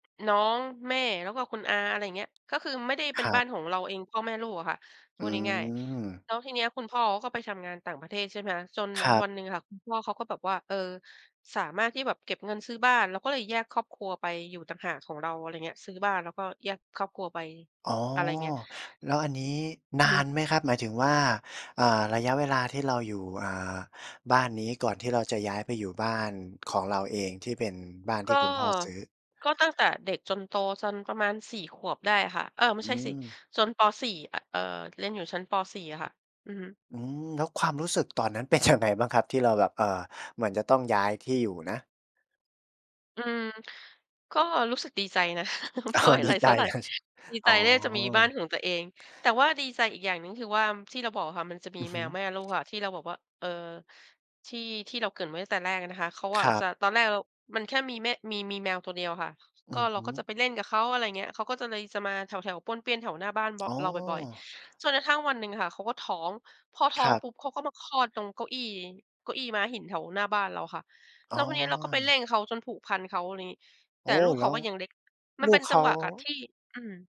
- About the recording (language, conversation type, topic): Thai, podcast, คุณฝึกการให้อภัยตัวเองยังไงบ้าง?
- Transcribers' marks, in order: laughing while speaking: "ยัง"; chuckle; laughing while speaking: "เพราะไม่อะไรเท่าไร"; laughing while speaking: "อ๋อ ดีใจนะ"